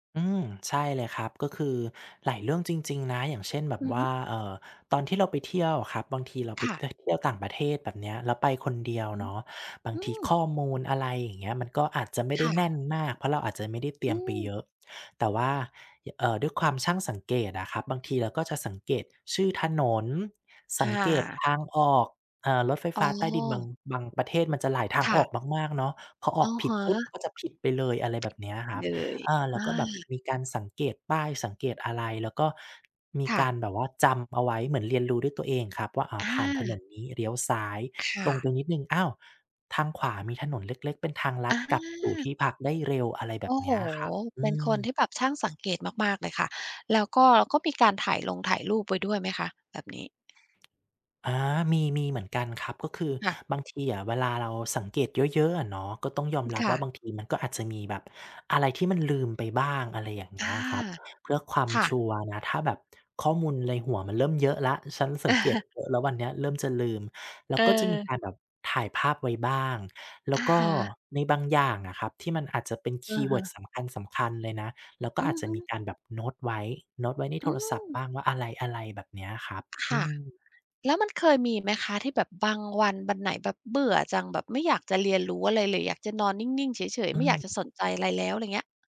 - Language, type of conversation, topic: Thai, podcast, คุณช่วยเล่าวิธีสร้างนิสัยการเรียนรู้อย่างยั่งยืนให้หน่อยได้ไหม?
- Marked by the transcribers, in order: other background noise; tapping; chuckle